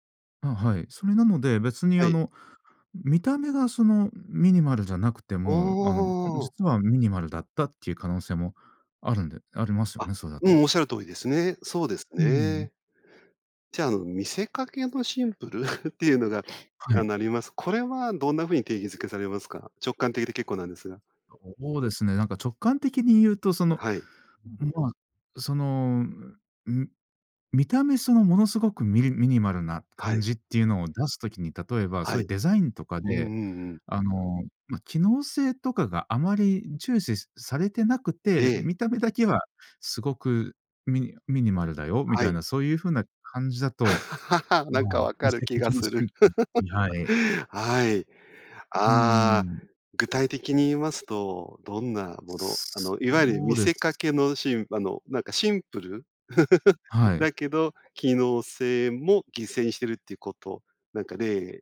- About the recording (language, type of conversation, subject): Japanese, podcast, ミニマルと見せかけのシンプルの違いは何ですか？
- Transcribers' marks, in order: chuckle; laugh; laugh; laugh